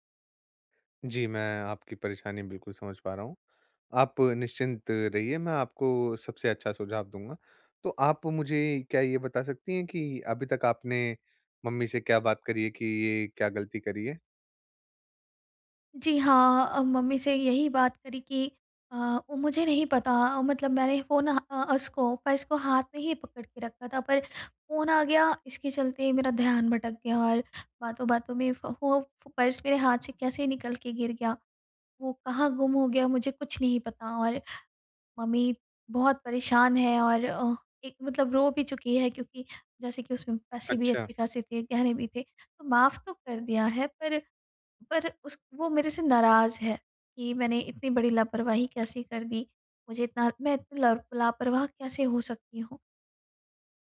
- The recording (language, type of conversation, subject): Hindi, advice, गलती की जिम्मेदारी लेकर माफी कैसे माँगूँ और सुधार कैसे करूँ?
- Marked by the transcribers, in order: none